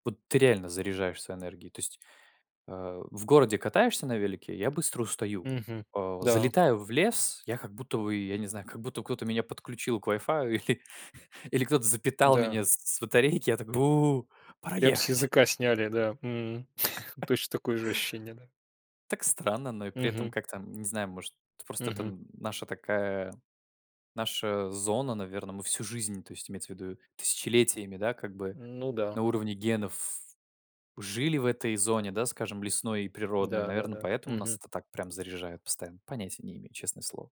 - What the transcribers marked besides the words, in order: laughing while speaking: "или"; drawn out: "бу"; chuckle
- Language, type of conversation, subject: Russian, unstructured, Как спорт помогает справляться со стрессом?